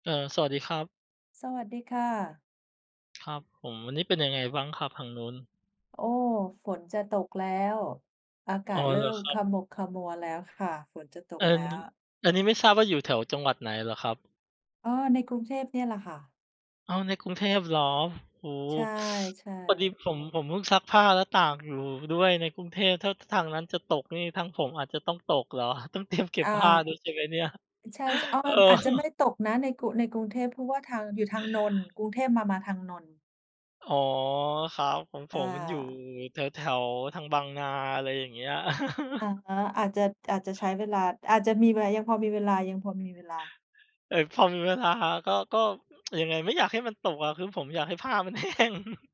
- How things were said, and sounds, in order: tapping; other background noise; chuckle; chuckle; tsk; laughing while speaking: "แห้ง"; chuckle
- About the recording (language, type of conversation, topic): Thai, unstructured, ทำไมบางคนถึงรู้สึกว่าบริษัทเทคโนโลยีควบคุมข้อมูลมากเกินไป?